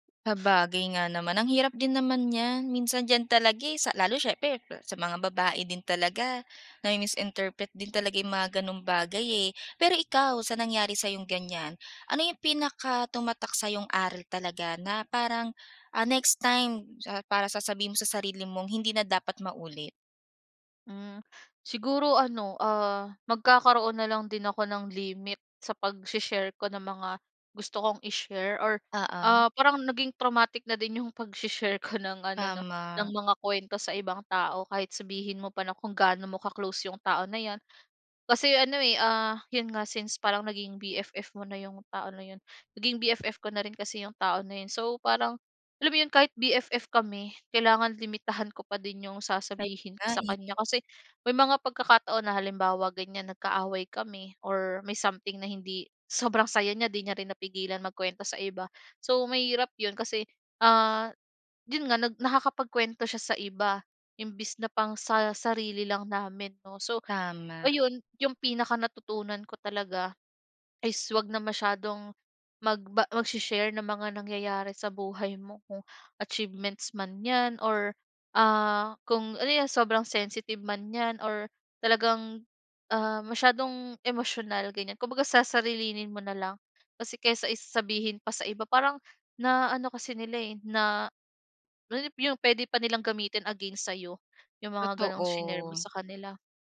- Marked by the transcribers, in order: tapping
- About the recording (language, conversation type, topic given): Filipino, podcast, Paano nakatutulong ang pagbabahagi ng kuwento sa pagbuo ng tiwala?